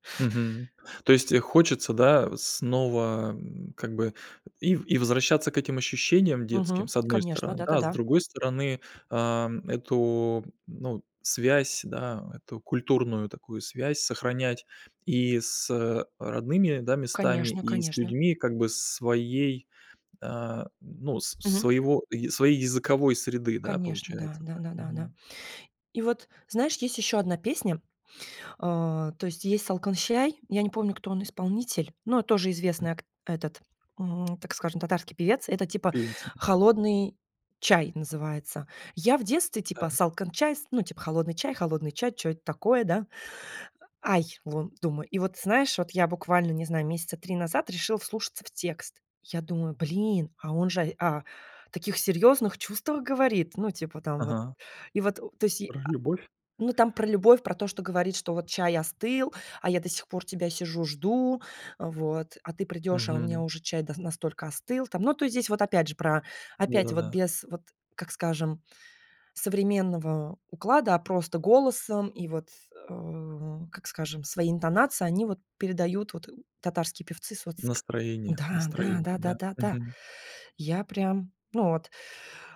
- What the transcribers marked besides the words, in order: tapping
- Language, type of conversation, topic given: Russian, podcast, Какая песня у тебя ассоциируется с городом, в котором ты вырос(ла)?